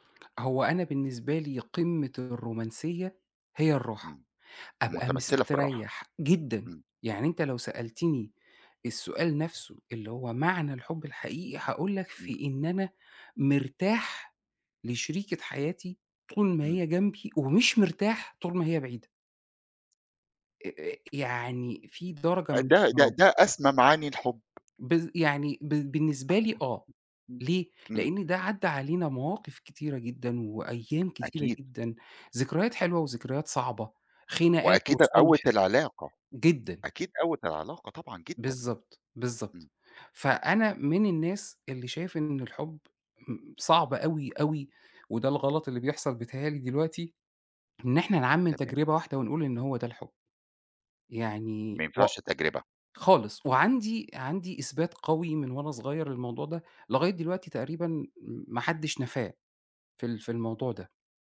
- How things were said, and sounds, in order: tapping; other background noise; other noise
- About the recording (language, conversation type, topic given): Arabic, podcast, إزاي بتعرف إن ده حب حقيقي؟